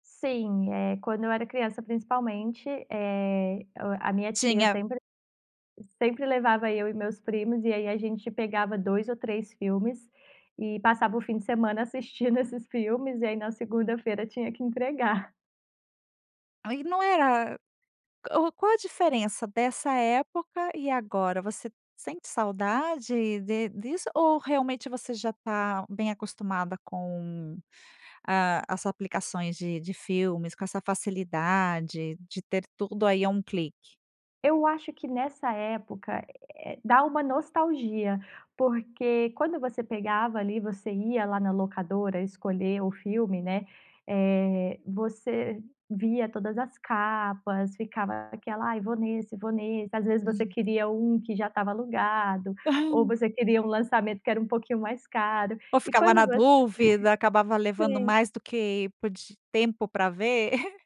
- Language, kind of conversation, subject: Portuguese, podcast, Como você percebe que o streaming mudou a forma como consumimos filmes?
- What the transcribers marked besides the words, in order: tapping; other background noise; other noise; laugh; laugh